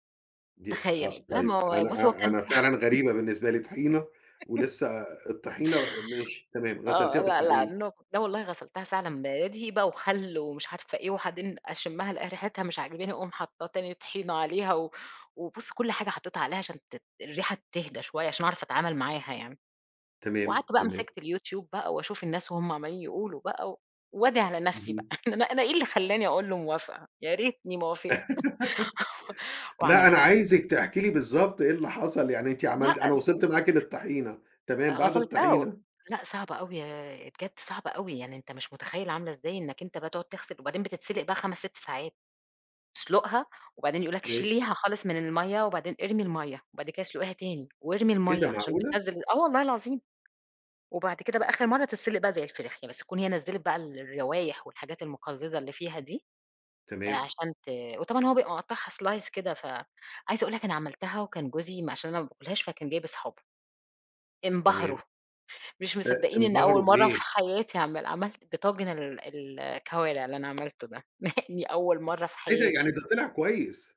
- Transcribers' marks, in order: other background noise; giggle; unintelligible speech; "وبعدين" said as "وعدين"; tapping; chuckle; laugh; chuckle; unintelligible speech; in English: "slice"; chuckle
- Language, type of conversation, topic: Arabic, podcast, إزاي توازن بين الأكل الصحي والطعم الحلو؟